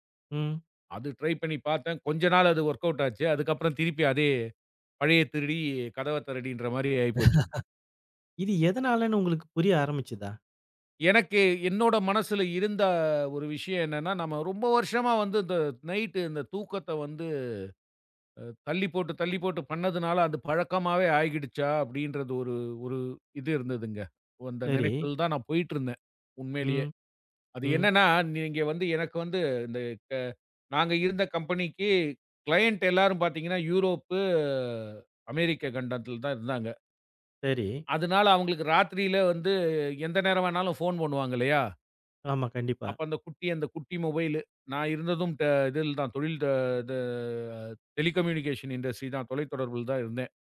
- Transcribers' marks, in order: other noise; in English: "ட்ரை"; in English: "வொர்க்கவுட்"; laugh; in English: "நைட்டு"; in English: "கம்பெனிக்கு க்ளையன்ட்"; in English: "மொபைலு"; in English: "டெலிகம்யூனிகேஷன் இண்டஸ்ட்ரி"
- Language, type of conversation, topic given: Tamil, podcast, இரவில் தூக்கம் வராமல் இருந்தால் நீங்கள் என்ன செய்கிறீர்கள்?